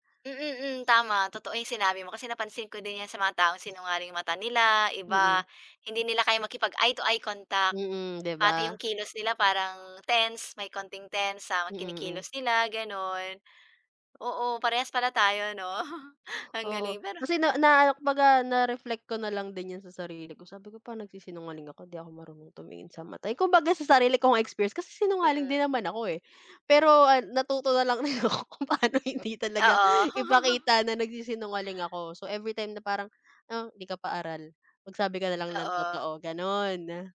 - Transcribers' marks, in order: other background noise; chuckle; laughing while speaking: "din ako kung paano hindi"; chuckle
- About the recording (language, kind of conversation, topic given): Filipino, unstructured, Paano mo haharapin ang pagsisinungaling sa relasyon?